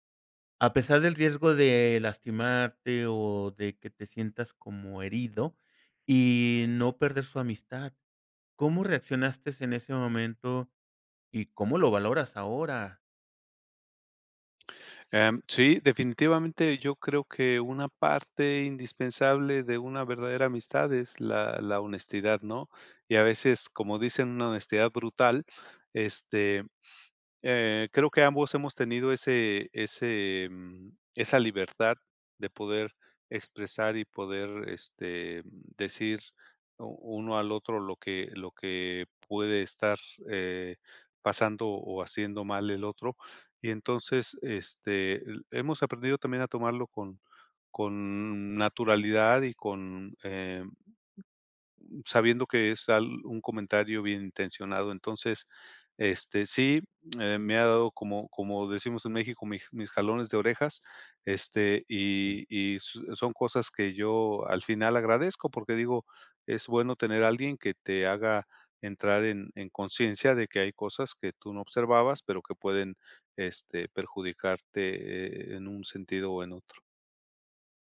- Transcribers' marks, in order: none
- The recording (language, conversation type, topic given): Spanish, podcast, Cuéntame sobre una amistad que cambió tu vida